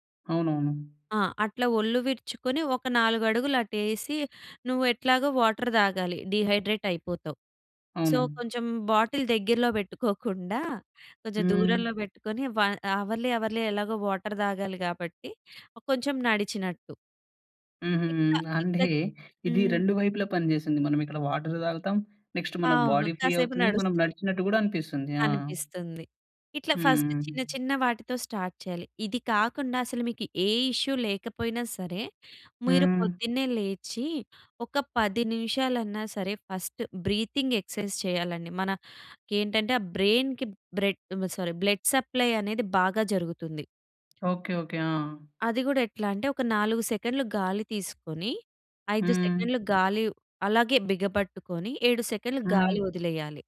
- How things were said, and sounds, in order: in English: "వాటర్"; in English: "డీహైడ్రేట్"; in English: "సో"; in English: "బాటిల్"; chuckle; in English: "అవర్‌లీ, అవర్‌లీ"; in English: "వాటర్"; chuckle; other noise; in English: "వాటర్"; in English: "నెక్స్ట్"; in English: "బాడీ ఫ్రీ"; other background noise; in English: "ఫస్ట్"; in English: "స్టార్ట్"; in English: "ఇష్యూ"; in English: "ఫస్ట్ బ్రీతింగ్ ఎక్సర్‌సైజ్"; in English: "బ్రైన్‌కి బ్రెడ్ సారీ బ్లడ్ సప్లై"; tapping
- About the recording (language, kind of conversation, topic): Telugu, podcast, ఫిజియోథెరపీ లేదా తేలికపాటి వ్యాయామాలు రికవరీలో ఎలా సహాయపడతాయి?